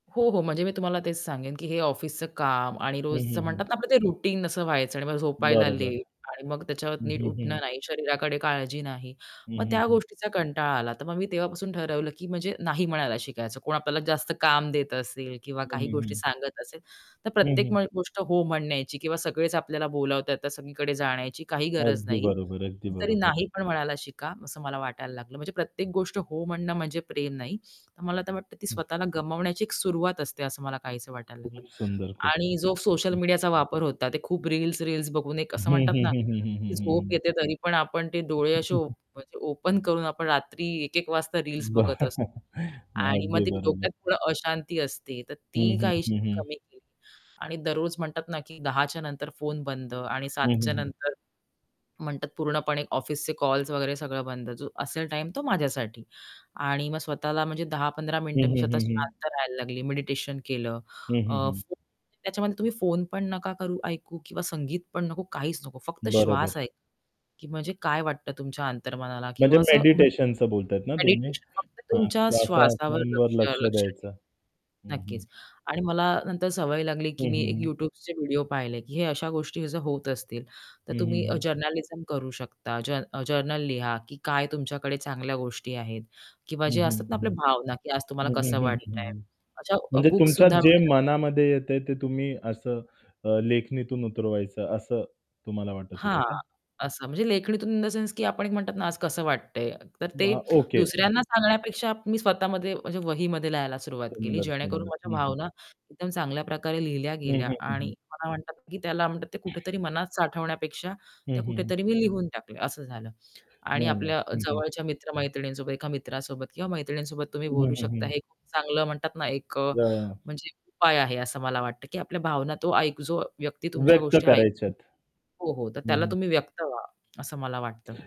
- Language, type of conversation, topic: Marathi, podcast, कधी तुम्ही तुमच्या अंतर्मनाला दुर्लक्षित केल्यामुळे त्रास झाला आहे का?
- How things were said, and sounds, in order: static; in English: "रुटीन"; distorted speech; other background noise; chuckle; laughing while speaking: "बरं"; in English: "ओपन"; horn; tapping; mechanical hum; in English: "इन द सेन्स"